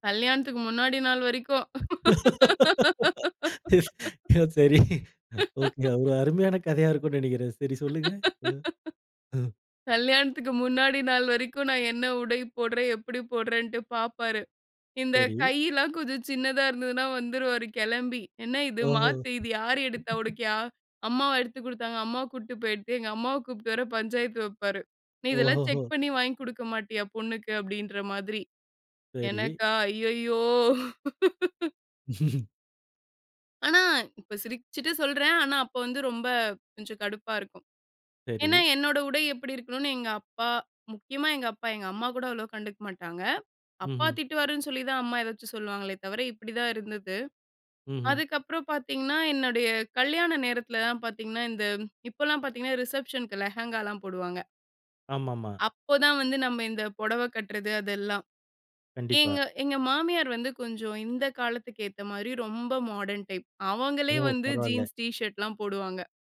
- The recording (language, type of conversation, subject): Tamil, podcast, புதிய தோற்றம் உங்கள் உறவுகளுக்கு எப்படி பாதிப்பு கொடுத்தது?
- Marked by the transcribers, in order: other noise; laugh; laughing while speaking: "சரி. ஒகே ஒரு அருமையான கதையா இருக்கும்னு நெனைக்கிறேன். சரி சொல்லுங்க. அஹ். ஆஹ்"; laugh; laughing while speaking: "கல்யாணத்துக்கு முன்னாடி நாள் வரைக்கும், நான் … மாதிரி. எனக்கா ஐயயோ!"; tapping; laugh; laugh